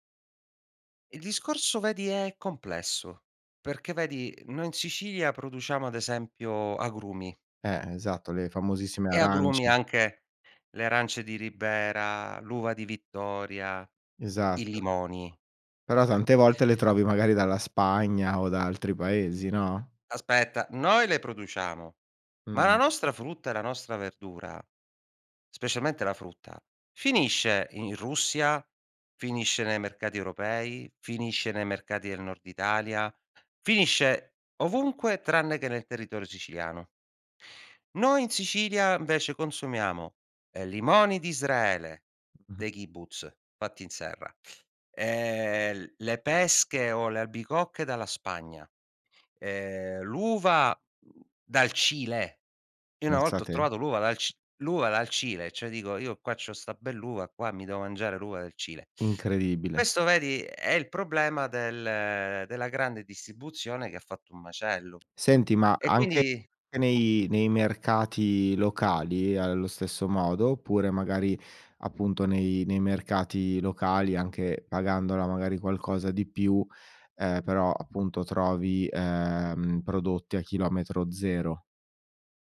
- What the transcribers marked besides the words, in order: "invece" said as "nvece"; in Hebrew: "kibbutz"; chuckle; stressed: "dal Cile!"; "Pensa" said as "ensa"; "cioè" said as "ceh"; "dico" said as "digo"; "ci ho" said as "c'ho"
- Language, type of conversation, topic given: Italian, podcast, In che modo i cicli stagionali influenzano ciò che mangiamo?